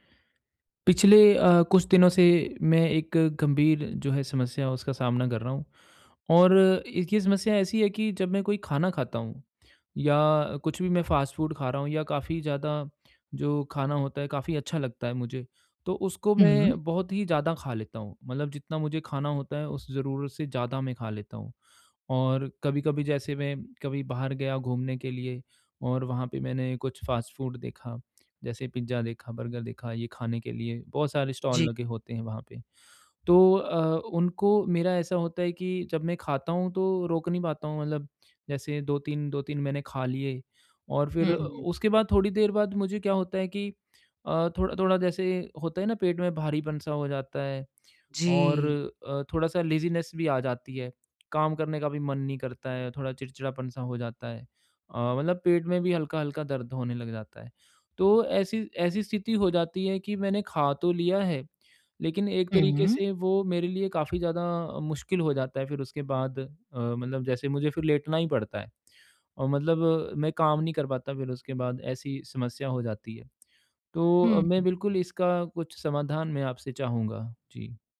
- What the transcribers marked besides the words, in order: in English: "फ़ास्ट फ़ूड"; in English: "फ़ास्ट फ़ूड"; in English: "स्टॉल"; in English: "लेज़ीनेस"
- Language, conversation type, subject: Hindi, advice, भूख और लालच में अंतर कैसे पहचानूँ?